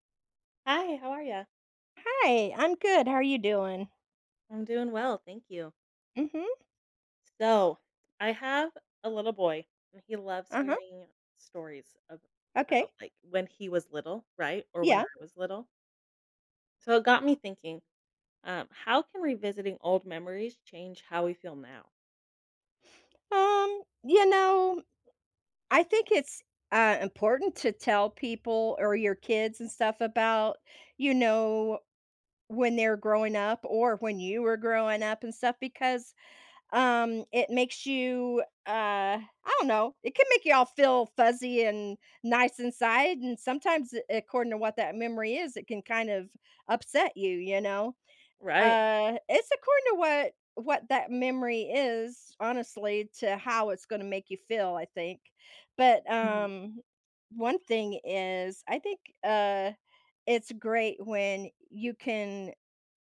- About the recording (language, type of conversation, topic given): English, unstructured, How does revisiting old memories change our current feelings?
- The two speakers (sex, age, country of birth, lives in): female, 30-34, United States, United States; female, 60-64, United States, United States
- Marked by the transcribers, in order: tapping